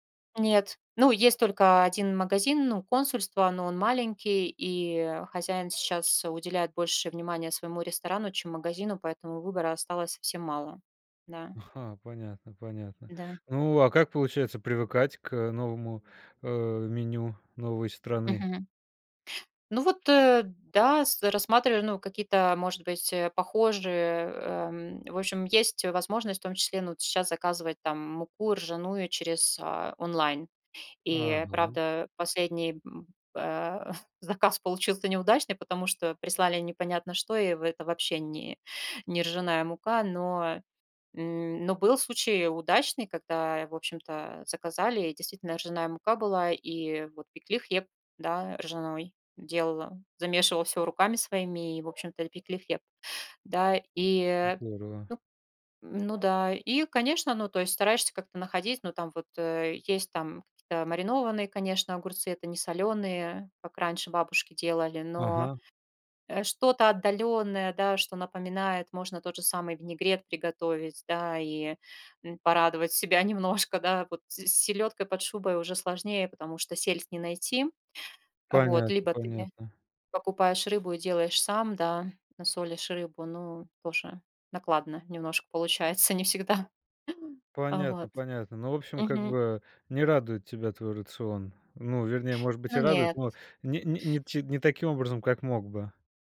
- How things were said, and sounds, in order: laughing while speaking: "заказ получился неудачный"; tapping; chuckle
- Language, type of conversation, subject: Russian, podcast, Как вы выбираете, куда вкладывать время и энергию?